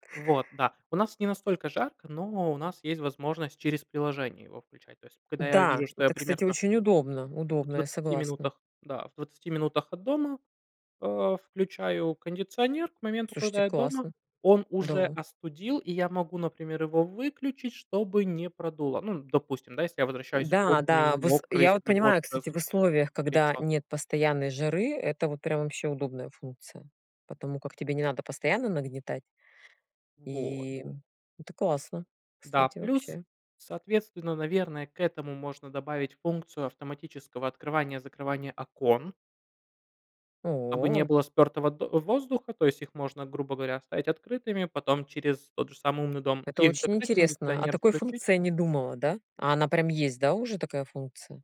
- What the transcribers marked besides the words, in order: none
- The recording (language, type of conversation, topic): Russian, unstructured, Как вы относитесь к идее умного дома?